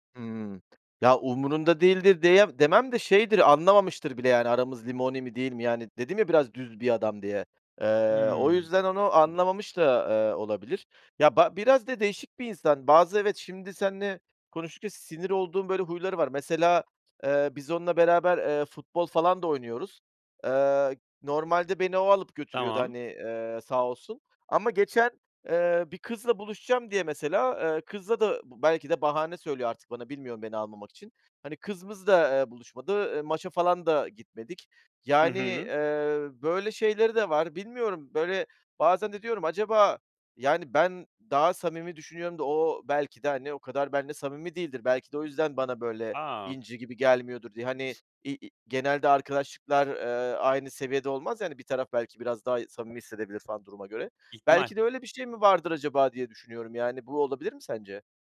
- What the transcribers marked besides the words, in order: other background noise
- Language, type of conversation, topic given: Turkish, advice, Kırgın bir arkadaşımla durumu konuşup barışmak için nasıl bir yol izlemeliyim?